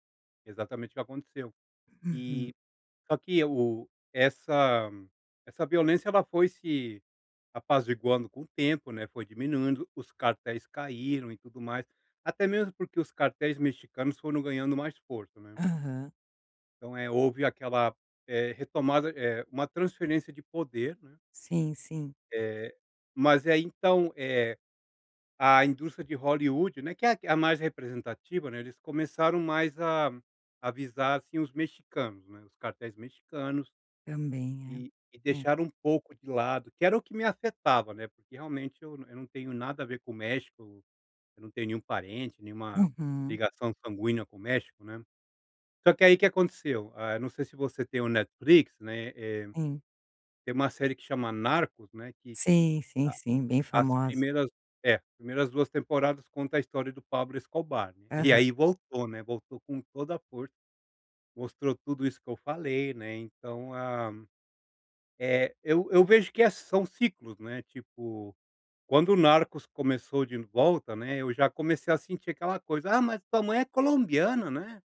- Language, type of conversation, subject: Portuguese, podcast, Como você vê a representação racial no cinema atual?
- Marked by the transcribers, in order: none